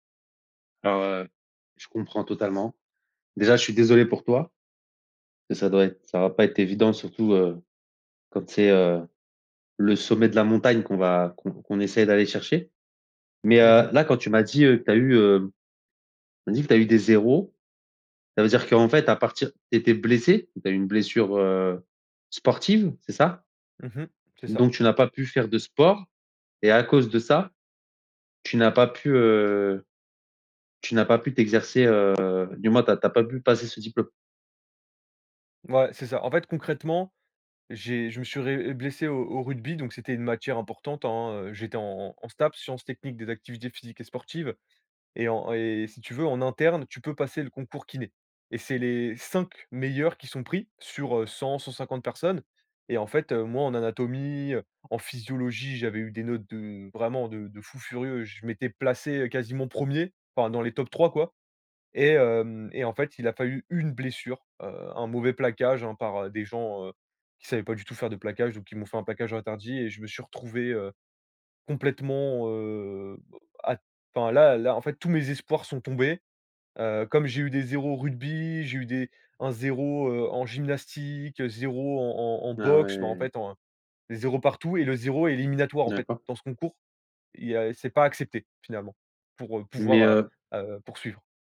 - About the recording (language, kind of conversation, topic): French, advice, Comment votre confiance en vous s’est-elle effondrée après une rupture ou un échec personnel ?
- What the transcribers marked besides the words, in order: other background noise; stressed: "zéro"; tapping; stressed: "cinq"; stressed: "premier"